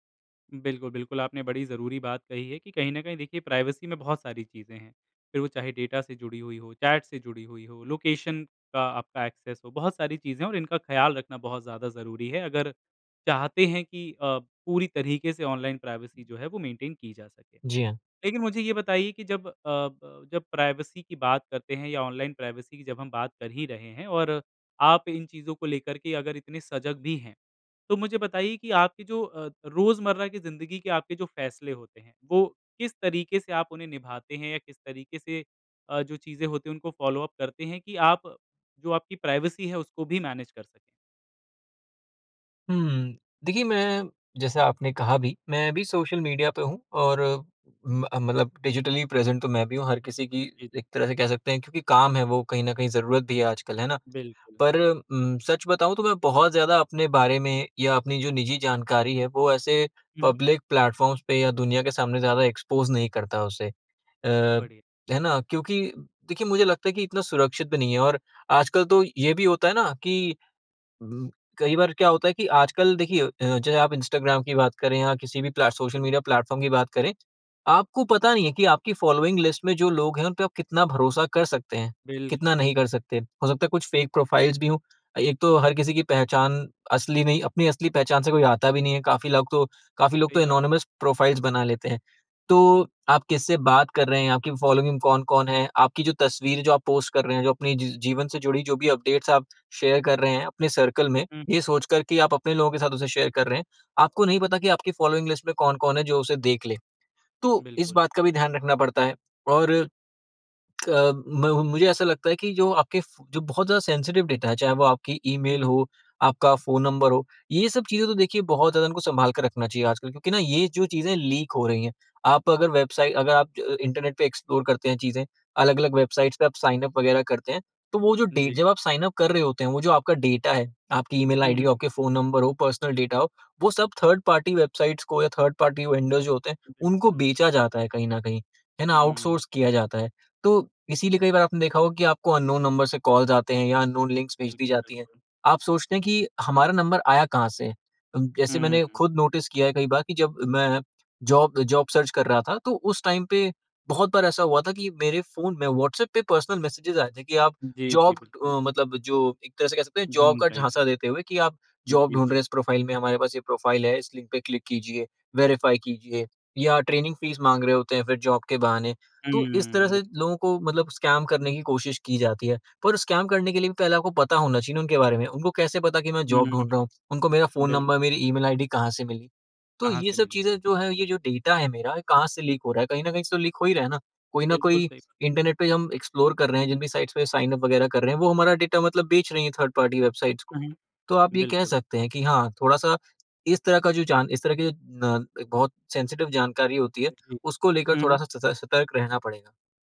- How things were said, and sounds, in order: in English: "प्राइवेसी"; in English: "चैट"; in English: "लोकेशन"; in English: "एक्सेस"; in English: "प्राइवेसी"; in English: "प्राइवेसी"; in English: "प्राइवेसी"; in English: "फ़ॉलो-अप"; in English: "प्राइवेसी"; in English: "डिजिटली प्रेज़ेंट"; in English: "पब्लिक प्लेटफ़ॉर्म्स"; in English: "एक्सपोज़"; dog barking; in English: "फ़ॉलोइंग लिस्ट"; in English: "फ़ेक प्रोफ़ाइल्स"; in English: "एनॉनिमस प्रोफ़ाइल्स"; in English: "फ़ॉलोइंग"; in English: "पोस्ट"; in English: "अपडेट्स"; in English: "शेयर"; in English: "सर्कल"; in English: "शेयर"; in English: "फ़ॉलोइंग लिस्ट"; in English: "सेंसिटिव डाटा"; in English: "लीक"; in English: "एक्सप्लोर"; in English: "पर्सनल"; in English: "थर्ड-पार्टी"; in English: "थर्ड-पार्टी वेंडर्स"; in English: "आउटसोर्स"; in English: "अननोन"; in English: "कॉल्स"; in English: "अननोन लिंक"; in English: "नोटिस"; in English: "जॉब जॉब सर्च"; in English: "पर्सनल मैसेज"; in English: "जॉब"; in English: "जॉब"; in English: "जॉब"; in English: "प्रोफ़ाइल"; in English: "प्रोफ़ाइल"; in English: "लिंक"; in English: "क्लिक"; in English: "वेरिफ़ाई"; in English: "ट्रेनिंग फ़ीस"; in English: "जॉब"; in English: "स्कैम"; in English: "स्कैम"; in English: "जॉब"; in English: "लीक"; in English: "लीक"; in English: "एक्सप्लोर"; in English: "साइट्स"; in English: "थर्ड-पार्टी"; in English: "सेंसिटिव"
- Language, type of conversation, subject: Hindi, podcast, ऑनलाइन गोपनीयता आपके लिए क्या मायने रखती है?